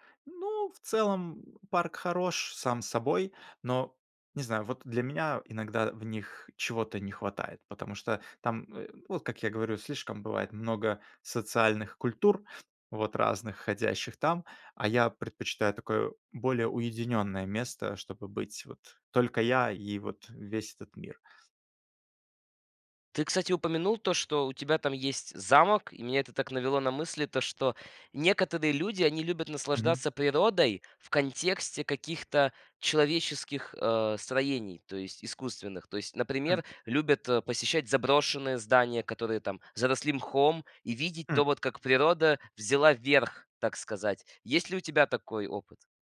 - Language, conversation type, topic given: Russian, podcast, Как природа влияет на твоё настроение?
- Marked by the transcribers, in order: tapping